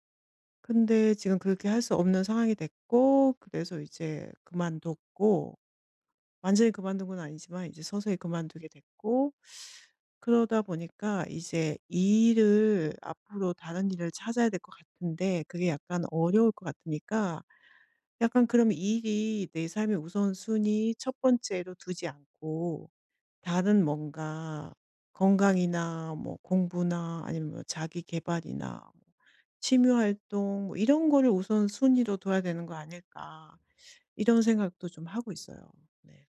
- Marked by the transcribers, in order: teeth sucking; other background noise
- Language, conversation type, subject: Korean, advice, 삶의 우선순위를 어떻게 재정립하면 좋을까요?